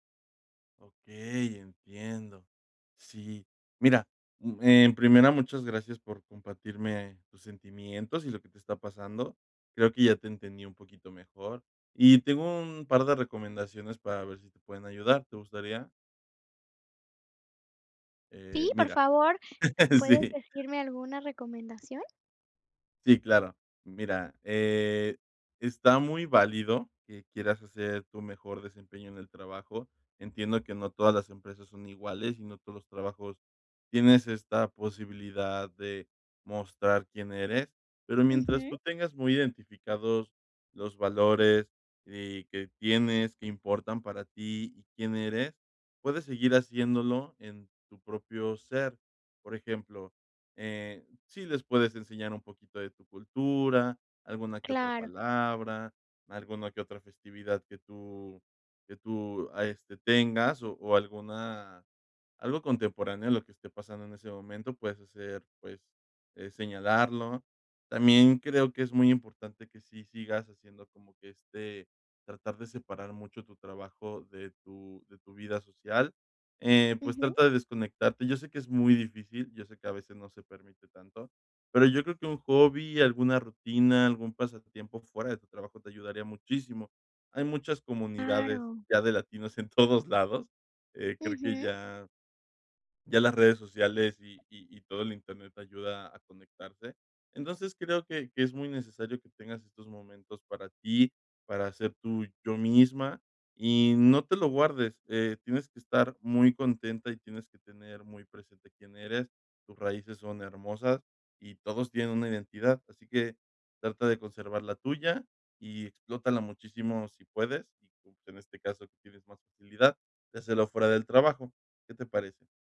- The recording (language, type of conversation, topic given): Spanish, advice, ¿Cómo puedo equilibrar mi vida personal y mi trabajo sin perder mi identidad?
- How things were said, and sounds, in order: tapping; chuckle; laughing while speaking: "todos"